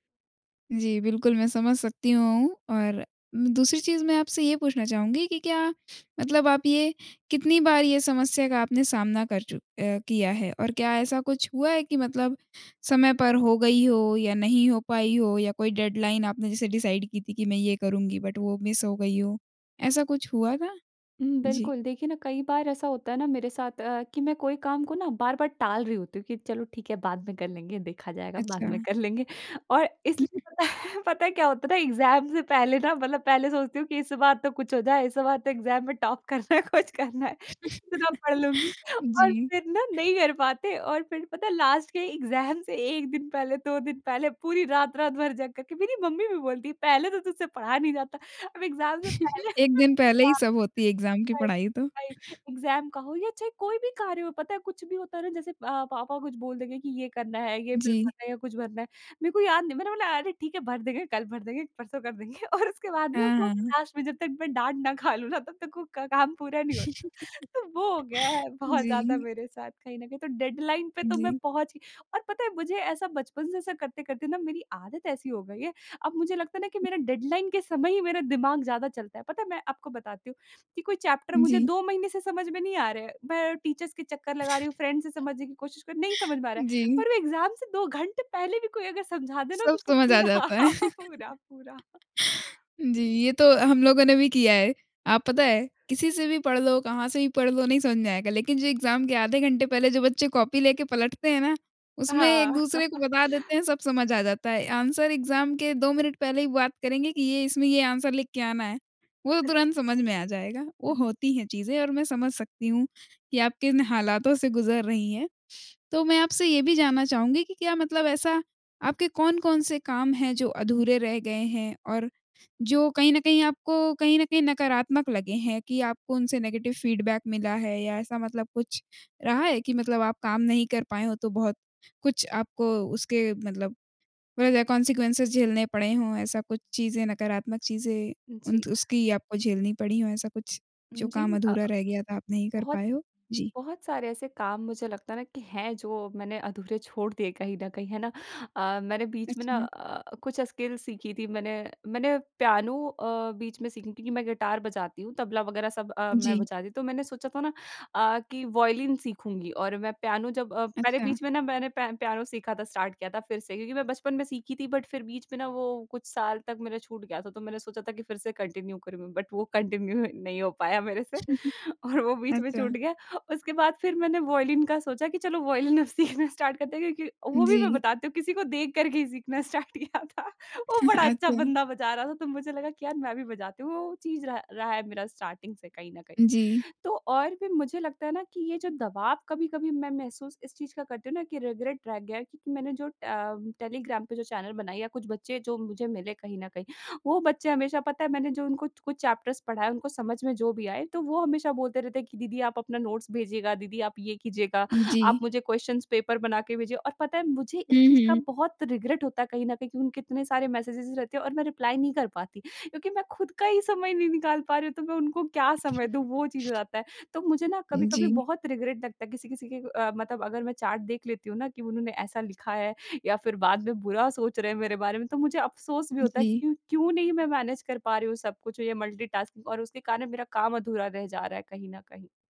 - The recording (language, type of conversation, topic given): Hindi, advice, मेरे लिए मल्टीटास्किंग के कारण काम अधूरा या कम गुणवत्ता वाला क्यों रह जाता है?
- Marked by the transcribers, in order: in English: "डेडलाइन"; in English: "डिसाइड"; in English: "बट"; in English: "मिस"; laughing while speaking: "कर लेंगे"; chuckle; laughing while speaking: "है"; in English: "एग्ज़ाम"; in English: "एग्ज़ाम"; in English: "टॉप"; laughing while speaking: "करना है, कुछ करना है। इतना पढ़ लूँगी"; laugh; chuckle; in English: "लास्ट"; in English: "एग्ज़ाम"; laughing while speaking: "एग्ज़ाम"; in English: "एग्ज़ाम"; chuckle; in English: "एग्ज़ाम"; in English: "एग्ज़ाम"; laughing while speaking: "और उसके बाद न"; in English: "लास्ट"; laughing while speaking: "ना खा लूँ न"; laugh; laughing while speaking: "बहुत ज़्यादा"; in English: "डेडलाइन"; in English: "डेडलाइन"; in English: "चैप्टर"; in English: "टीचर्स"; other background noise; in English: "फ्रेंड्स"; chuckle; in English: "एग्ज़ाम"; laugh; laughing while speaking: "प पूरा, पूरा-पूरा"; laugh; in English: "एग्ज़ाम"; laugh; in English: "आंसर एग्ज़ाम"; in English: "आंसर"; chuckle; in English: "नेगेटिव फीडबैक"; in English: "कौन्सिक्‍वन्सेस"; in English: "स्किल्स"; in English: "स्टार्ट"; in English: "बट"; in English: "कंटिन्यू"; in English: "बट"; in English: "कंटिन्यू"; laughing while speaking: "नहीं हो पाया मेरे से और वो बीच में छूट गया"; laughing while speaking: "सीखना स्टार्ट करते हैं"; in English: "स्टार्ट"; laughing while speaking: "सीखना स्टार्ट किया था। वो बड़ा अच्छा बंदा बजा रहा था"; in English: "स्टार्ट"; chuckle; in English: "स्टार्टिंग"; in English: "रिग्रेट"; in English: "चैप्टर्स"; in English: "क्वेश्चनंस पेपर"; in English: "रिग्रेट"; in English: "मैसेजेज़"; in English: "रिप्लाई"; joyful: "समय नहीं निकाल पा रही हूँ तो मैं उनको क्या समय दूँ"; chuckle; in English: "रिग्रेट"; in English: "चैट"; in English: "मैनेज"; in English: "मल्टीटास्किंग"